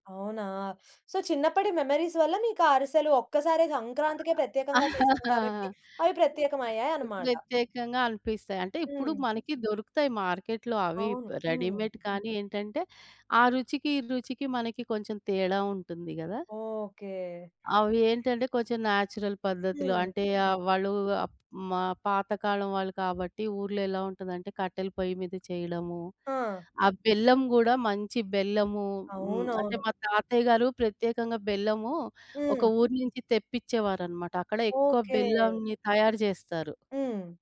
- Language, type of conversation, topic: Telugu, podcast, మీ కుటుంబానికి ప్రత్యేకమైన వంటకాన్ని కొత్త తరాలకు మీరు ఎలా నేర్పిస్తారు?
- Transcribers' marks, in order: in English: "సో"; in English: "మెమోరీస్"; chuckle; other background noise; in English: "మార్కెట్‌లో"; in English: "రెడీమేడ్"; in English: "నేచురల్"